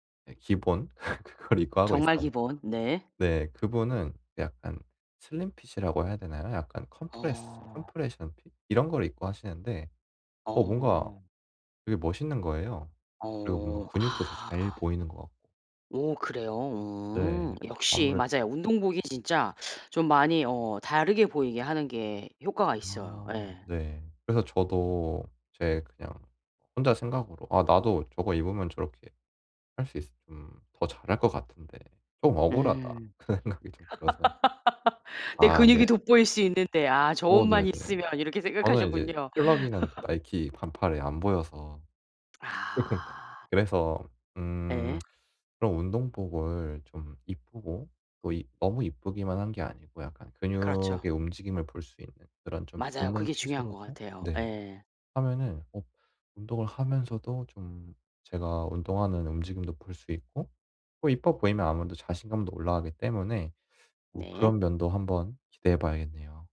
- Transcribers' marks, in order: laugh; laughing while speaking: "그걸"; in English: "컴프레스 컴프레션 핏"; laughing while speaking: "그런 생각이"; laugh; other background noise; laugh
- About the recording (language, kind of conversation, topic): Korean, advice, 운동 루틴을 꾸준히 유지하고 방해 요인을 극복하는 데 무엇이 도움이 될까요?